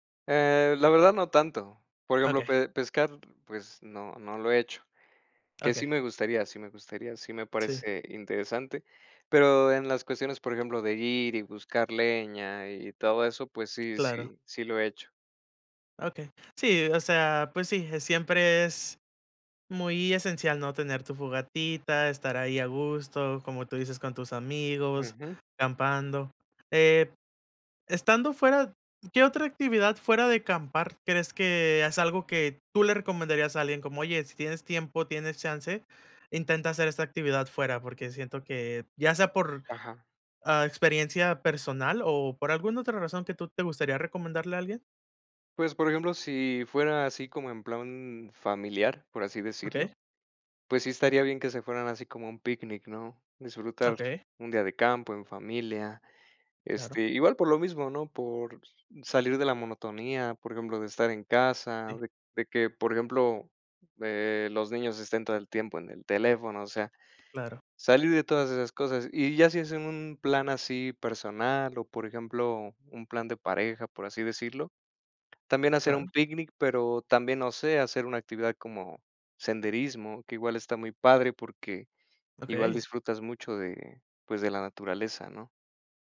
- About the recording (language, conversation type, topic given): Spanish, unstructured, ¿Te gusta pasar tiempo al aire libre?
- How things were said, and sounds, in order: other background noise; "acampando" said as "campando"; "acampar" said as "campar"; tapping